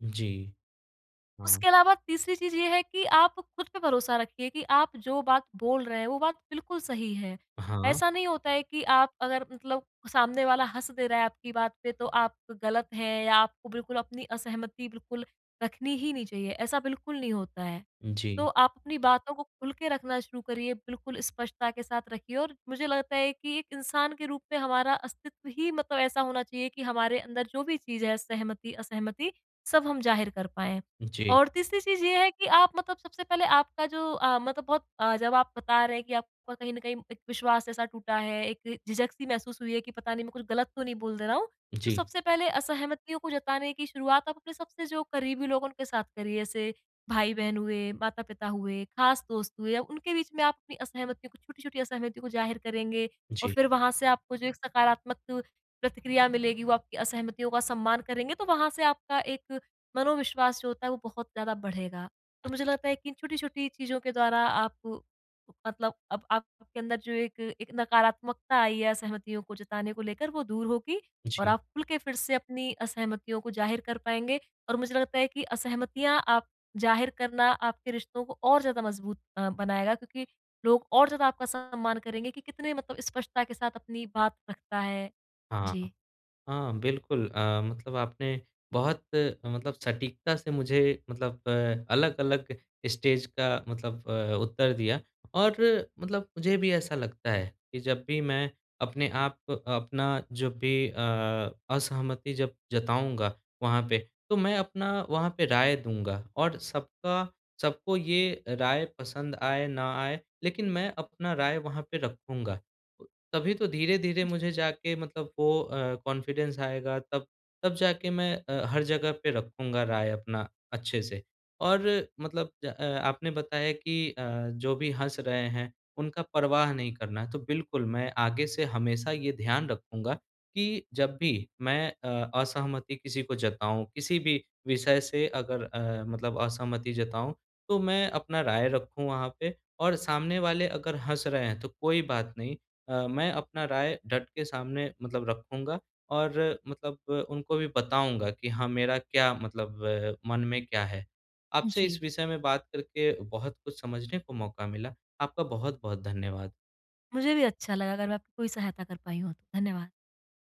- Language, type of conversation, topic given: Hindi, advice, समूह में असहमति को साहसपूर्वक कैसे व्यक्त करूँ?
- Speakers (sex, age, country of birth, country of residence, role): female, 25-29, India, India, advisor; male, 25-29, India, India, user
- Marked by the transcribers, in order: in English: "स्टेज"; in English: "कॉन्फिडेंस"